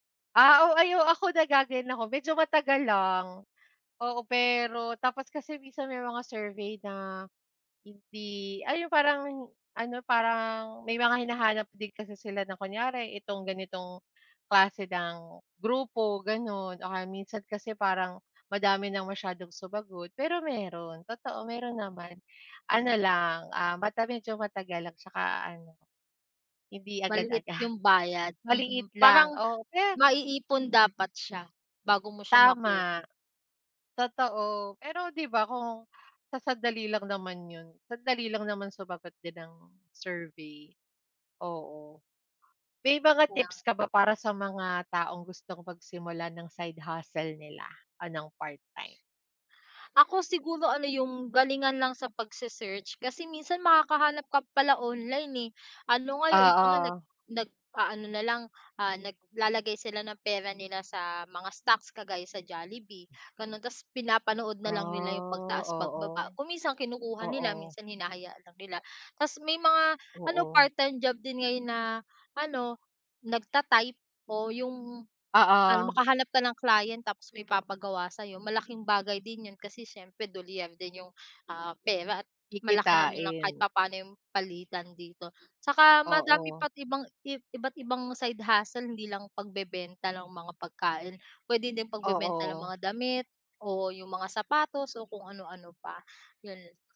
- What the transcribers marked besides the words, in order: other background noise; tapping
- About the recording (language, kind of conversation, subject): Filipino, unstructured, Ano ang mga paborito mong paraan para kumita ng dagdag na pera?